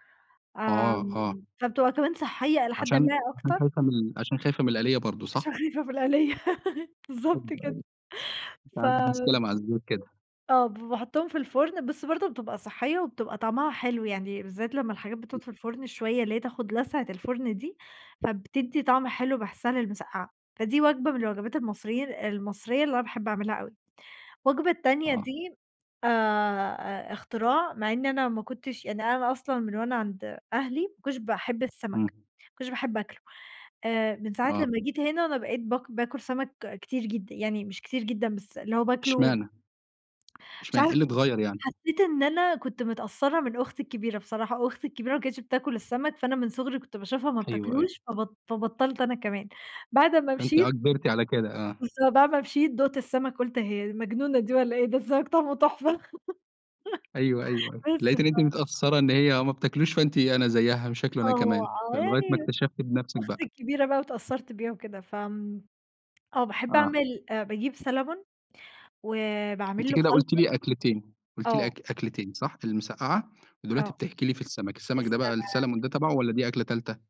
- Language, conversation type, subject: Arabic, podcast, بتحب تطبخ ولا تشتري أكل جاهز؟
- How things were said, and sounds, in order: laughing while speaking: "عشان خايفة من القليّة بالضبط كده"; laughing while speaking: "ده السمك طعمة تحفة"; laugh; tapping